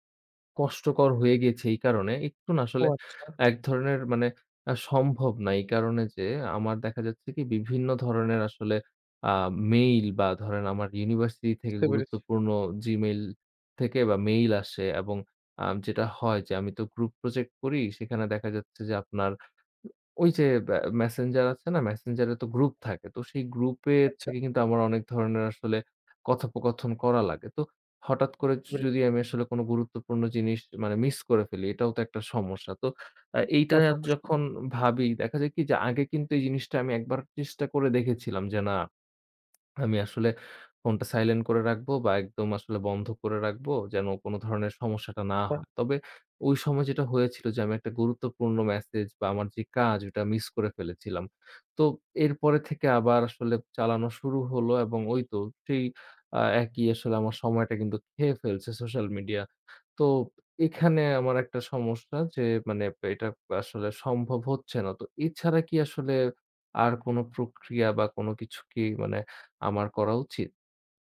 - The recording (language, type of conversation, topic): Bengali, advice, মোবাইল ও সামাজিক মাধ্যমে বারবার মনোযোগ হারানোর কারণ কী?
- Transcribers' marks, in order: swallow; tapping